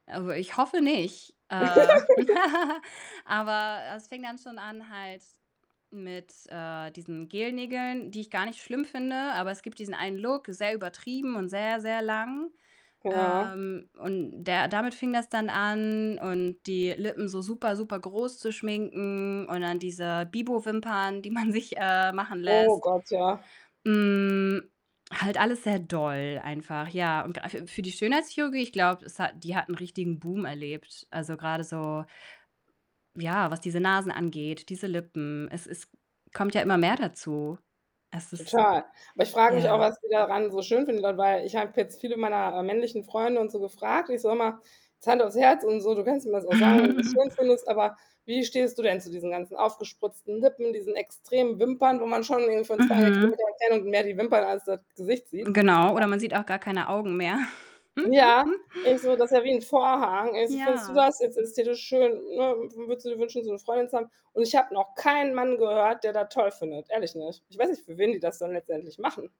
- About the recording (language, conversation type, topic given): German, podcast, Wie beeinflussen Influencer unser Kaufverhalten?
- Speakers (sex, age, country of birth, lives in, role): female, 30-34, Germany, Germany, guest; female, 40-44, Germany, Germany, host
- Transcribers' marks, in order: distorted speech; laugh; static; laughing while speaking: "man"; other background noise; chuckle; giggle; stressed: "keinen"